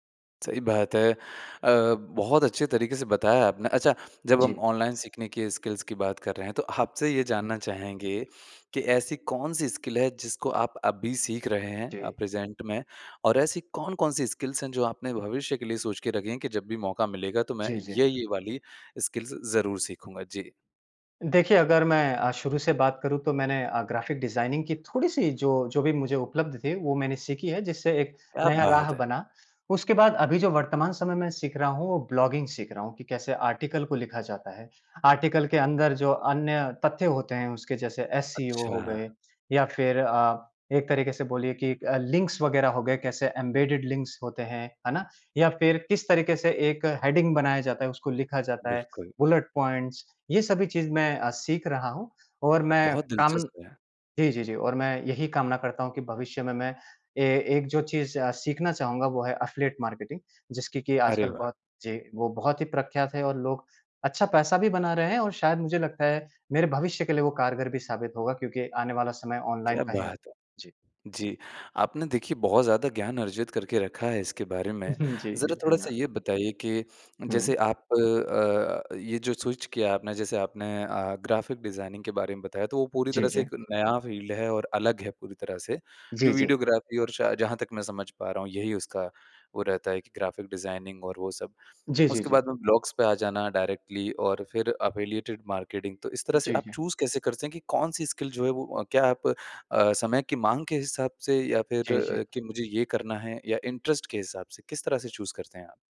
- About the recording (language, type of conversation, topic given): Hindi, podcast, ऑनलाइन सीखने से आपकी पढ़ाई या कौशल में क्या बदलाव आया है?
- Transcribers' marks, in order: tapping; in English: "स्किल्स"; laughing while speaking: "आपसे"; in English: "स्किल"; in English: "प्रेज़ेंट"; in English: "स्किल्स"; in English: "स्किल्स"; in English: "ब्लॉगिंग"; in English: "आर्टिकल"; in English: "आर्टिकल"; in English: "एम्बेडेड लिंक्स"; in English: "हेडिंग"; in English: "बुलेट पॉइंट्स"; chuckle; in English: "स्विच"; in English: "फ़ील्ड"; in English: "वीडियोग्राफी"; in English: "ब्लॉग्स"; in English: "डायरेक्टली"; in English: "चूज़"; in English: "स्किल"; in English: "इंटरेस्ट"; in English: "चूज़"